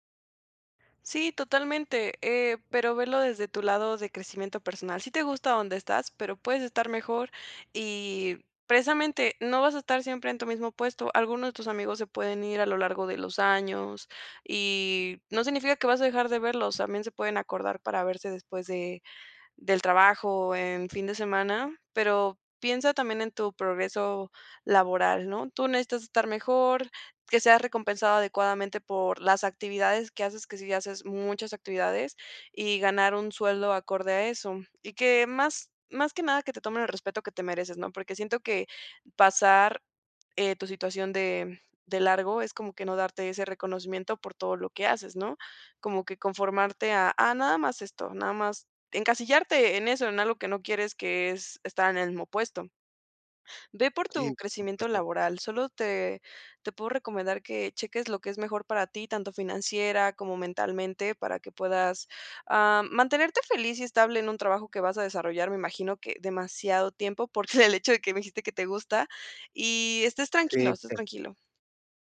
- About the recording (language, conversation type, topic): Spanish, advice, ¿Cómo puedo pedir con confianza un aumento o reconocimiento laboral?
- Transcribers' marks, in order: other background noise; laughing while speaking: "el hecho"